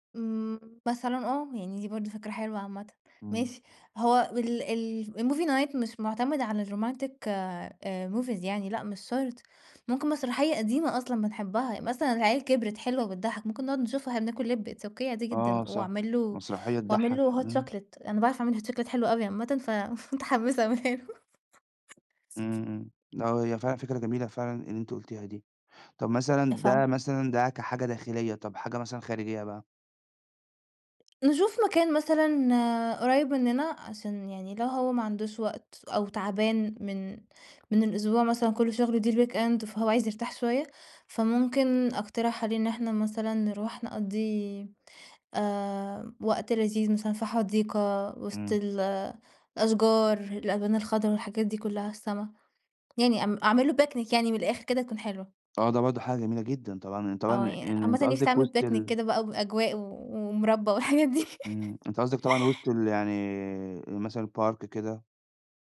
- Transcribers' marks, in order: in English: "الmovie night"; in English: "الromantic"; in English: "movies"; in English: "It's Okay"; in English: "hot chocolate"; in English: "hot chocolate"; laughing while speaking: "فمتحمسة أعملها له"; other noise; tapping; unintelligible speech; in English: "الweekend"; in English: "picnic"; in English: "picnic"; laughing while speaking: "والحاجات دي"; laugh; in English: "الpark"
- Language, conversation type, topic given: Arabic, podcast, إزاي تحافظوا على وقت خاص ليكم إنتوا الاتنين وسط الشغل والعيلة؟